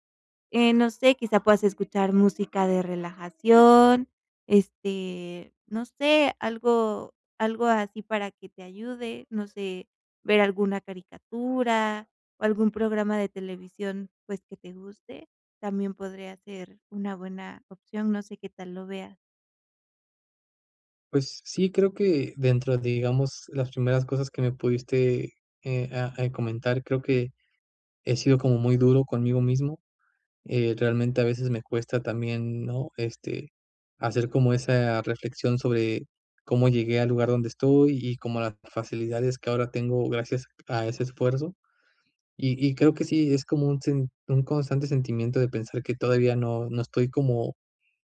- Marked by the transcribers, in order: other background noise
- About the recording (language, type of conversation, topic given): Spanish, advice, ¿Cómo puedo dejar de rumiar pensamientos negativos que me impiden dormir?